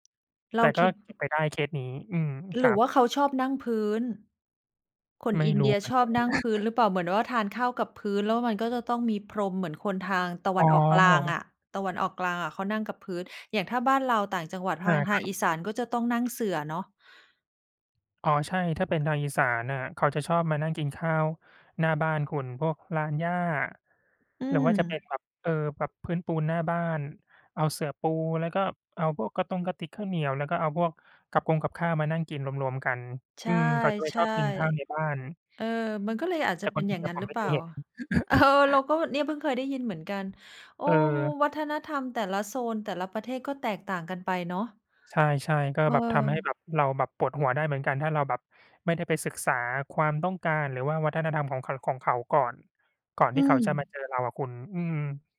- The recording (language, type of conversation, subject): Thai, unstructured, ทำไมบางครั้งวัฒนธรรมจึงถูกนำมาใช้เพื่อแบ่งแยกผู้คน?
- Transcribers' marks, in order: chuckle; laughing while speaking: "เออ"; chuckle